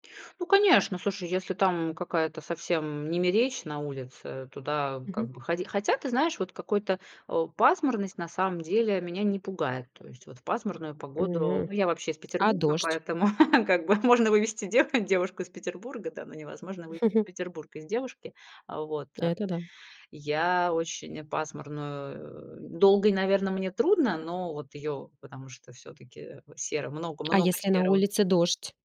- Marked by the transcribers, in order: laughing while speaking: "как бы, можно вывести дево девушку"; chuckle
- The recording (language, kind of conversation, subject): Russian, podcast, Чем ты обычно занимаешься, чтобы хорошо провести выходной день?